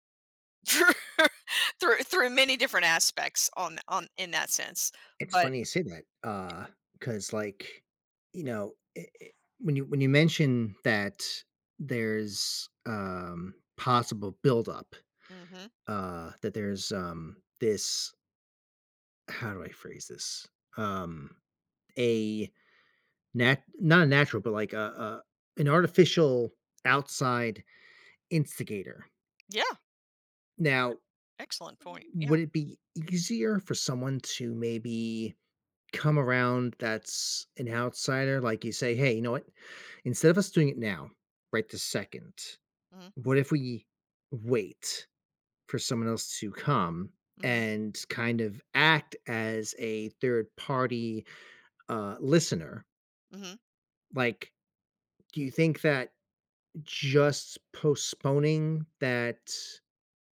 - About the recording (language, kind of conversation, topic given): English, unstructured, Does talking about feelings help mental health?
- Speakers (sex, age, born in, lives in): female, 55-59, United States, United States; male, 40-44, United States, United States
- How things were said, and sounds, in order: laughing while speaking: "through"; tapping; other background noise; background speech